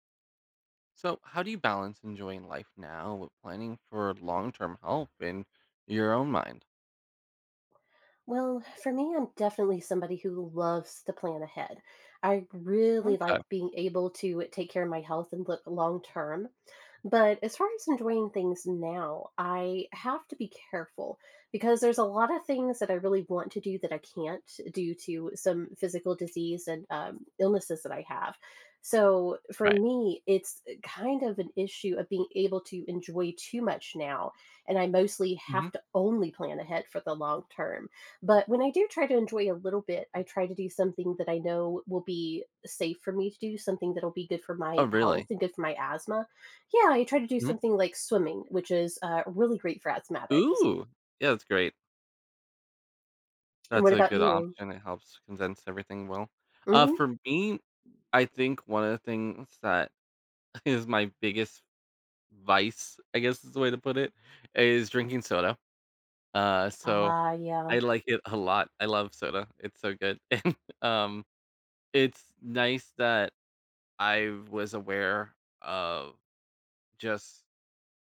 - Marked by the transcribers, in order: tapping; stressed: "only"; stressed: "Yeah"; stressed: "Ooh"; laughing while speaking: "is"; laughing while speaking: "a lot"; laughing while speaking: "And"
- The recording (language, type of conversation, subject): English, unstructured, How can I balance enjoying life now and planning for long-term health?